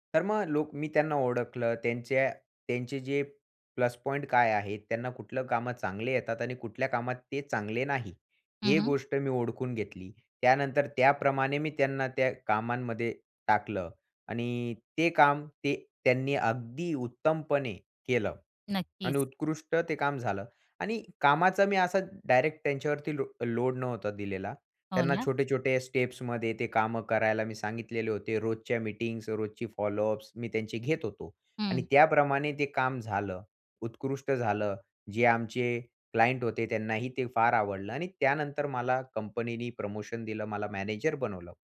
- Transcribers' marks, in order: in English: "स्टेप्समध्ये"; in English: "क्लायंट"
- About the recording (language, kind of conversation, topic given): Marathi, podcast, नोकरीतील बदलांना तुम्ही कसे जुळवून घ्याल?